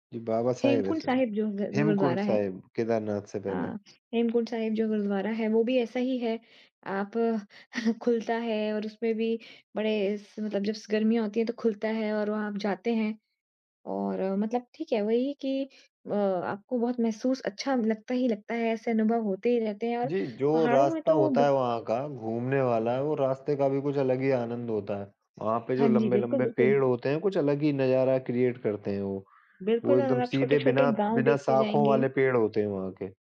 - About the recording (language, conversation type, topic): Hindi, unstructured, समुद्र तट की छुट्टी और पहाड़ों की यात्रा में से आप क्या चुनेंगे?
- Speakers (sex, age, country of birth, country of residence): female, 40-44, India, Netherlands; male, 35-39, India, India
- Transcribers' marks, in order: tapping; laughing while speaking: "खुलता है"; unintelligible speech; in English: "क्रिएट"; other background noise